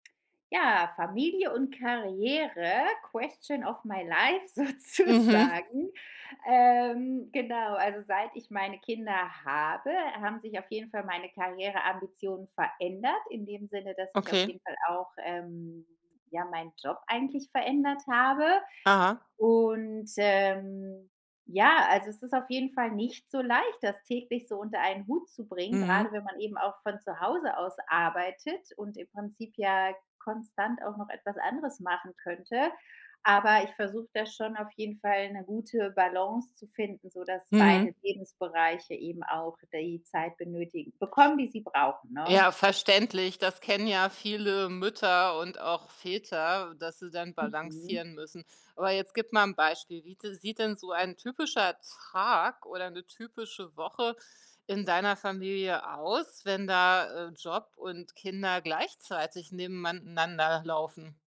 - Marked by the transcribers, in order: in English: "question of my life"; laughing while speaking: "sozusagen"; other background noise
- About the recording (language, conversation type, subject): German, podcast, Wie bringst du Familie und Karriereambitionen miteinander in Einklang?